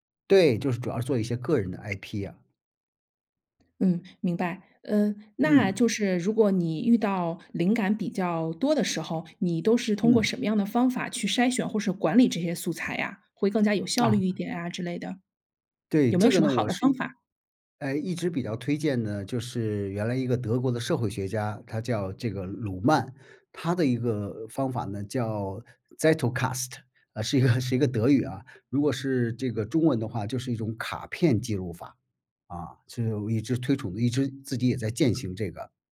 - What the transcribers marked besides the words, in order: other background noise; in German: "Zettelkasten"; laughing while speaking: "是一个"
- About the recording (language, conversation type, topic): Chinese, podcast, 你平时如何收集素材和灵感？